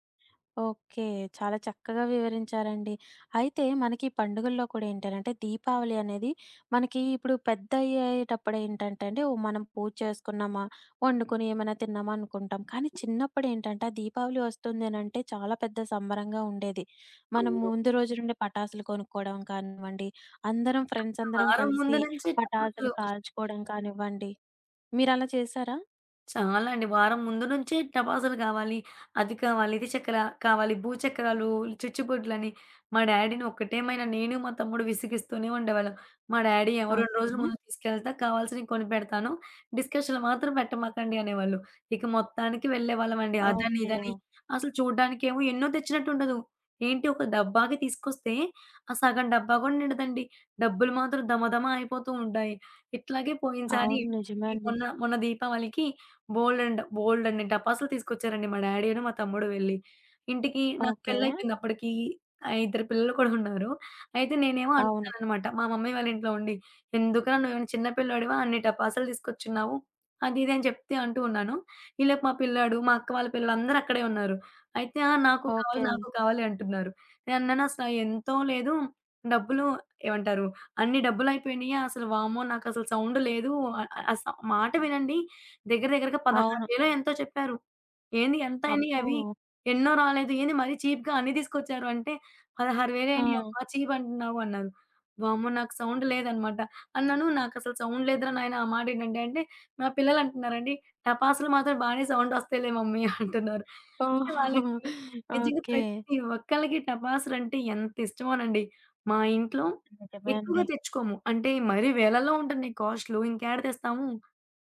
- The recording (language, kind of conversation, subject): Telugu, podcast, పండుగ రోజు మీరు అందరితో కలిసి గడిపిన ఒక రోజు గురించి చెప్పగలరా?
- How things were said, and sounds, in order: other background noise; in English: "ఫ్రెండ్స్"; in English: "డ్యాడీని"; in English: "డ్యాడీ"; giggle; in English: "సౌండ్"; in English: "చీప్‌గా"; in English: "చీప్"; in English: "సౌండ్"; in English: "సౌండ్"; in English: "సౌండ్"; laughing while speaking: "ఓహో!"; in English: "మమ్మీ"; giggle